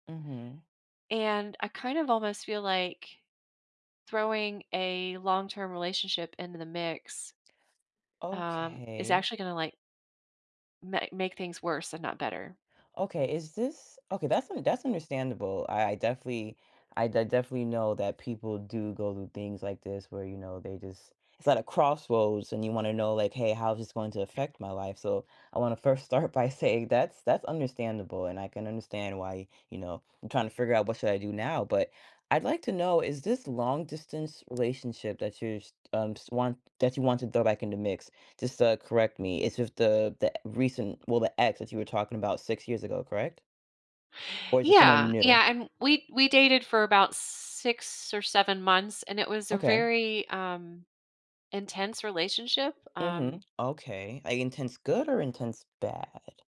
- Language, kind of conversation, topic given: English, advice, How can I reach out to an old friend and rebuild trust after a long time apart?
- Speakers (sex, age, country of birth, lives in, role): female, 30-34, United States, United States, advisor; female, 55-59, United States, United States, user
- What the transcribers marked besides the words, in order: tapping; background speech; laughing while speaking: "start"